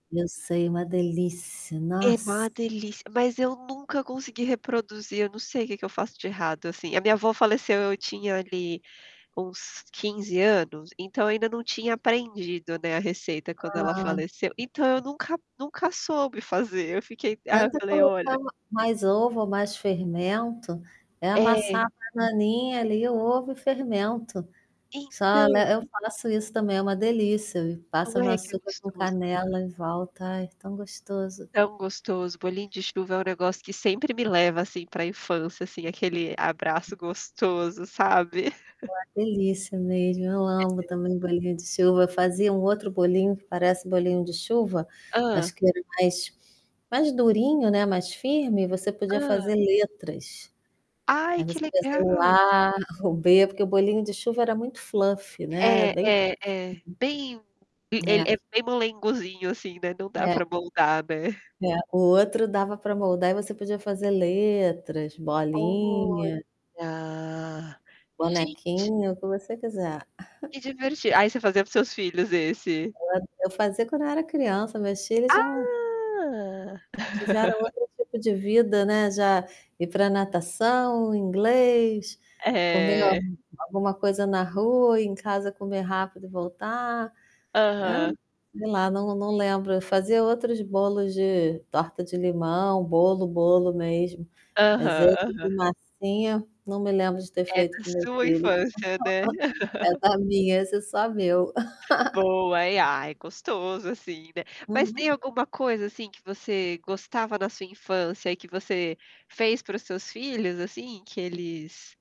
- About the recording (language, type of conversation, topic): Portuguese, unstructured, Que prato te lembra a infância?
- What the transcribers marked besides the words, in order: static; distorted speech; other background noise; tapping; chuckle; in English: "fluffy"; chuckle; drawn out: "Olha"; chuckle; drawn out: "Ah!"; laugh; laugh; laugh